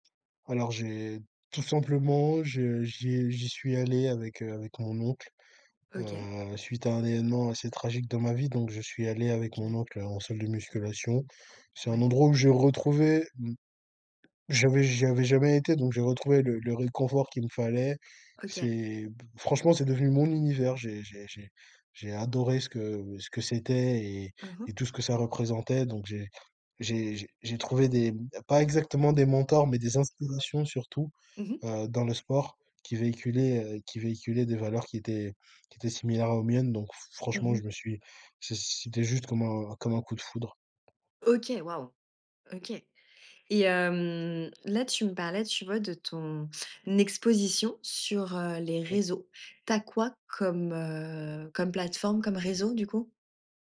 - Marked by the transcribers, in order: tapping
- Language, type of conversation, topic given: French, podcast, Comment choisis-tu ce que tu gardes pour toi et ce que tu partages ?